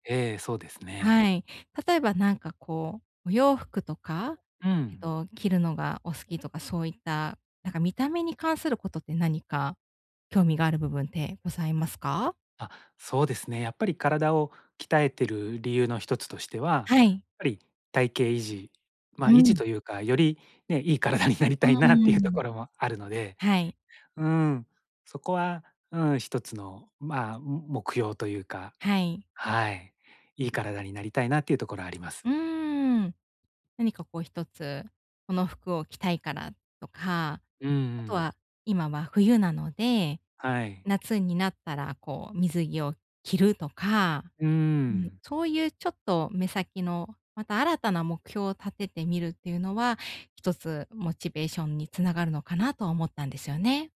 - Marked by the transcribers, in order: laughing while speaking: "いい体になりたいなっていうところも"
- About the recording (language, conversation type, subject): Japanese, advice, モチベーションを取り戻して、また続けるにはどうすればいいですか？